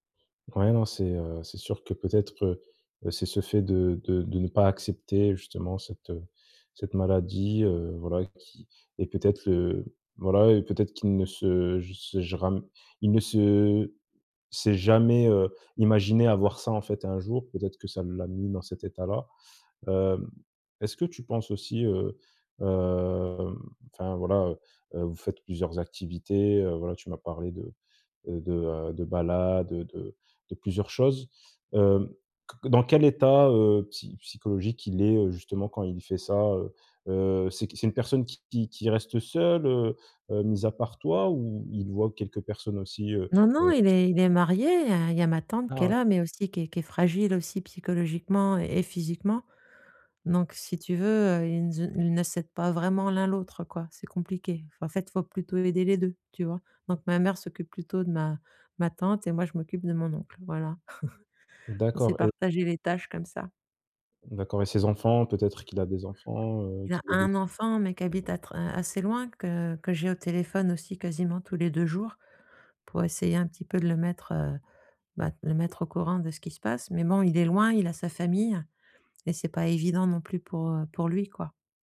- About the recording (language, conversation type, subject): French, advice, Comment gérer l’aide à apporter à un parent âgé malade ?
- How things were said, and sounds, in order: other background noise; drawn out: "hem"; laugh